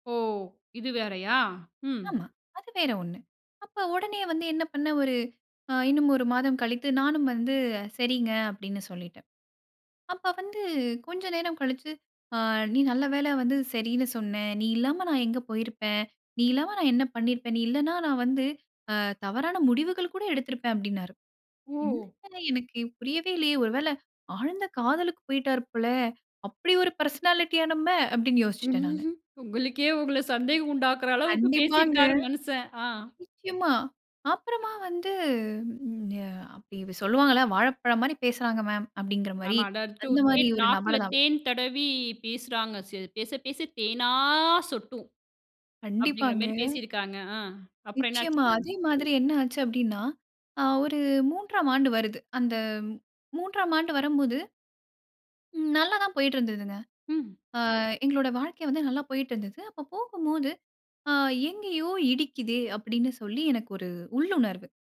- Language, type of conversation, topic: Tamil, podcast, தவறான ஒருவரைத் தேர்ந்தெடுத்த அனுபவம் உங்களுக்கு எப்படி இருந்தது என்று சொல்ல முடியுமா?
- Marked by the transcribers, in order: in English: "பெர்சனாலிட்டியா"; chuckle; other background noise